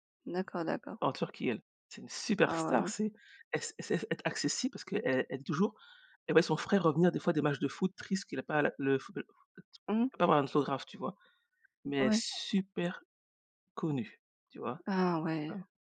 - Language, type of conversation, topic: French, unstructured, Peux-tu partager un moment où tu as ressenti une vraie joie ?
- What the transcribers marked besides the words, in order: other background noise; other noise